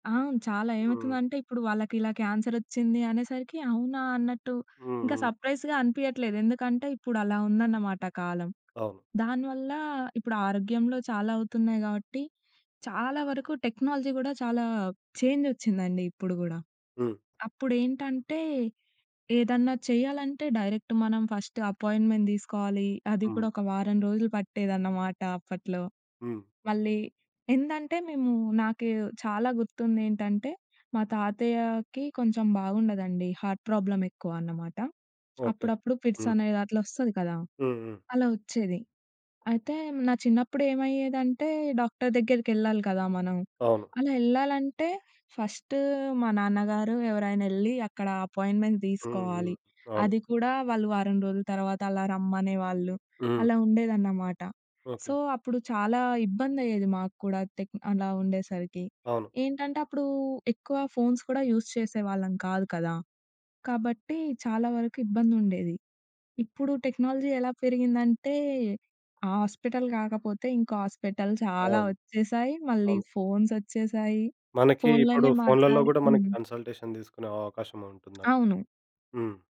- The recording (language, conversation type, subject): Telugu, podcast, ఆరోగ్య సంరక్షణలో భవిష్యత్తులో సాంకేతిక మార్పులు ఎలా ఉండబోతున్నాయి?
- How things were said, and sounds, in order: in English: "సర్ప్రైజ్‌గా"; tapping; in English: "టెక్నాలజీ"; in English: "డైరెక్ట్"; in English: "ఫస్ట్ అపాయింట్‌మెంట్"; in English: "హార్ట్"; in English: "ఫస్ట్"; in English: "అపాయింట్‌మెంట్"; in English: "సో"; in English: "ఫోన్స్"; in English: "యూస్"; in English: "టెక్నాలజీ"; in English: "కన్సల్టేషన్"